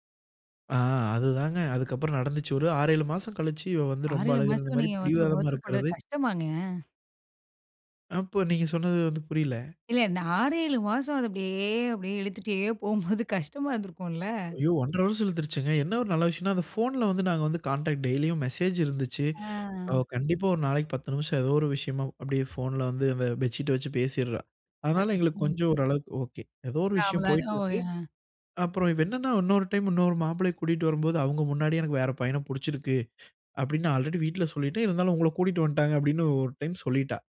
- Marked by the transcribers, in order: laughing while speaking: "அப்டியே இழுத்துட்டே போகும்போது கஷ்டமா இருந்திருக்கும்ல"; in English: "கான்டா்ட் டெய்லியும் மெசேஜிருந்துச்சு"; other background noise; unintelligible speech; tapping; in English: "ஆல்ரெடி"
- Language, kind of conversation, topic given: Tamil, podcast, காதல் விஷயத்தில் குடும்பம் தலையிடும்போது நீங்கள் என்ன நினைக்கிறீர்கள்?